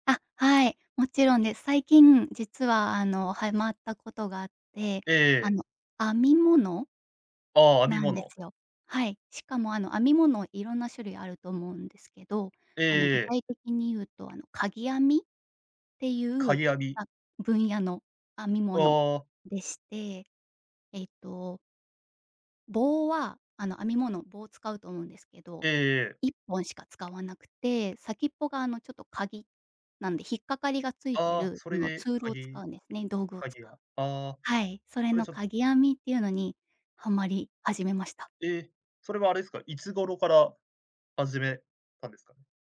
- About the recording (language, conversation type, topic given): Japanese, podcast, 最近ハマっている趣味について話してくれますか？
- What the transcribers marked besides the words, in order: none